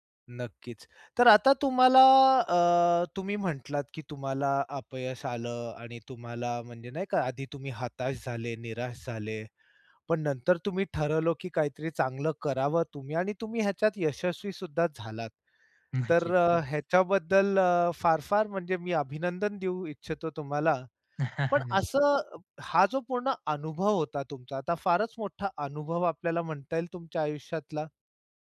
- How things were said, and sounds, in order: laughing while speaking: "नक्कीच"; other background noise; chuckle
- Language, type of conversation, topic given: Marathi, podcast, एखाद्या अपयशानं तुमच्यासाठी कोणती संधी उघडली?